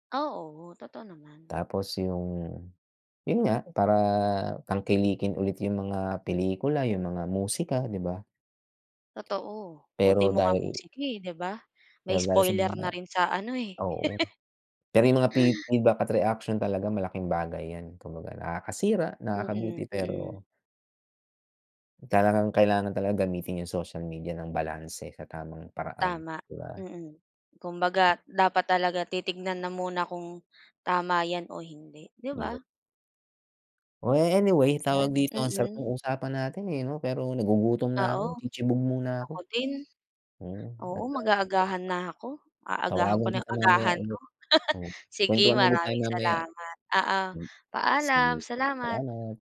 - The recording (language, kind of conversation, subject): Filipino, unstructured, Ano ang tingin mo sa epekto ng midyang panlipunan sa sining sa kasalukuyan?
- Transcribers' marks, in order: laugh; laugh